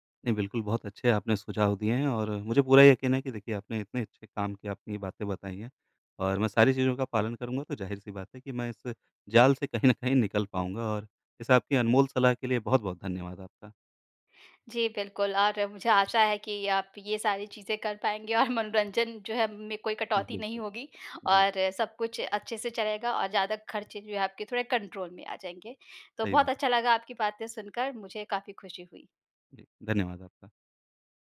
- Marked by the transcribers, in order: laughing while speaking: "और"; in English: "कंट्रोल"
- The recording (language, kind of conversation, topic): Hindi, advice, कई सब्सक्रिप्शन में फँसे रहना और कौन-कौन से काटें न समझ पाना